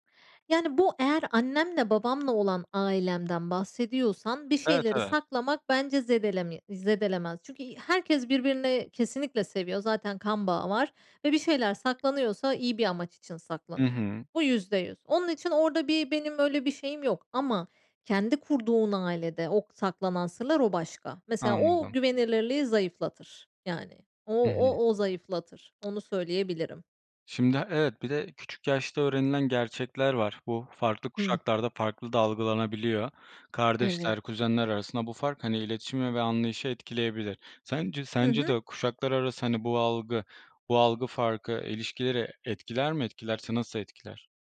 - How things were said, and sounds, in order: tapping; other background noise
- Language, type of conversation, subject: Turkish, podcast, Aile içinde gerçekleri söylemek zor mu?